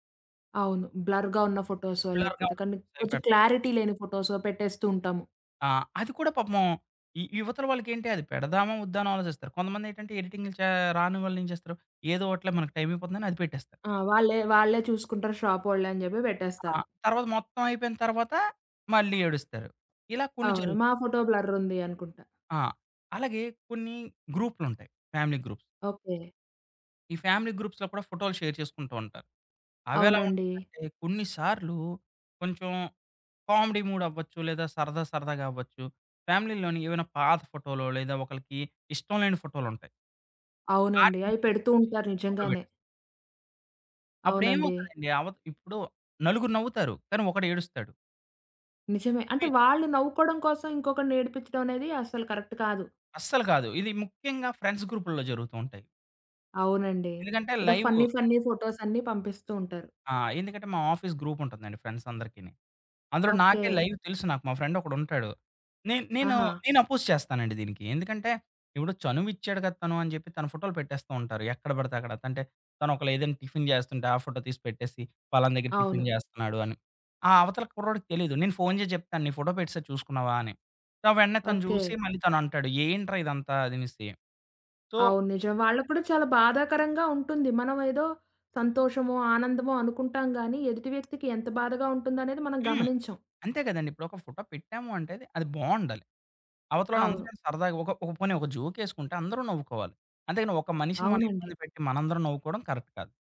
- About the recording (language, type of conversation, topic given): Telugu, podcast, నిన్నో ఫొటో లేదా స్క్రీన్‌షాట్ పంపేముందు ఆలోచిస్తావా?
- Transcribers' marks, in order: in English: "బ్లర్‌గా"; in English: "బ్లర్‌గా"; in English: "క్లారిటీ"; in English: "ఫ్యామిలీ గ్రూప్స్"; in English: "ఫ్యామిలీ గ్రూప్స్‌లో"; in English: "షేర్"; in English: "కామెడీ మూడ్"; in English: "ఫ్యామిలీ‌లోని"; in English: "గ్రూప్‌లో"; in English: "కరెక్ట్"; in English: "ఫ్రెండ్స్"; in English: "ఫన్నీ ఫన్నీ ఫోటోస్"; in English: "ఆఫీస్ గ్రూప్"; in English: "ఫ్రెండ్స్"; in English: "లైవ్"; in English: "ఫ్రెండ్"; in English: "అపోజ్"; in English: "టిఫిన్"; tapping; in English: "టిఫిన్"; in English: "సో"; in English: "సో"; other background noise; in English: "జోక్"; in English: "కరెక్ట్"